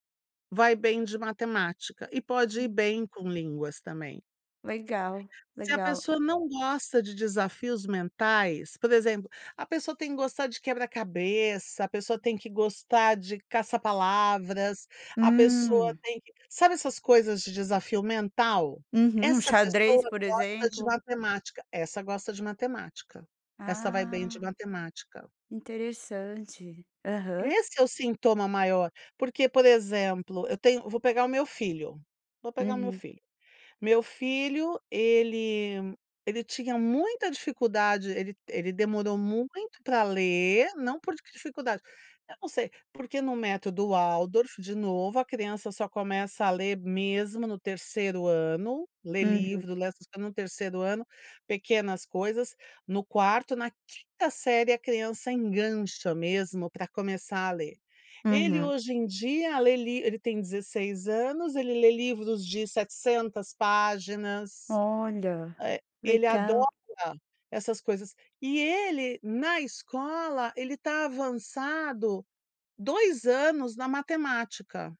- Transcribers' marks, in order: none
- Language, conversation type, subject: Portuguese, podcast, Como os professores podem ajudar os alunos quando eles falham?